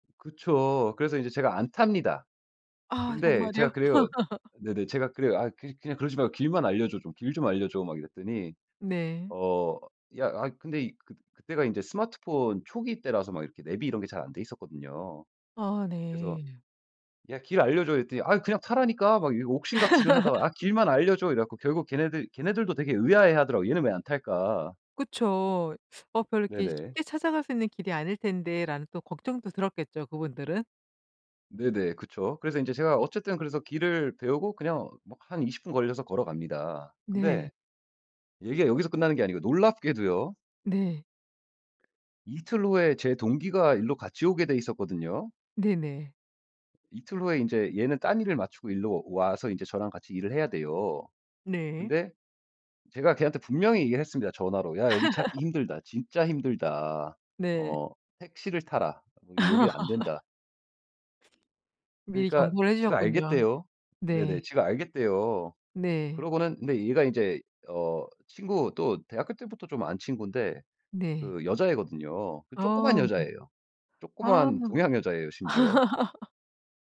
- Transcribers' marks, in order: tapping; laugh; other background noise; laugh; laugh; laugh
- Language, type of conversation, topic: Korean, podcast, 동네에서 만난 친절한 사람과 그때 있었던 일을 들려주실래요?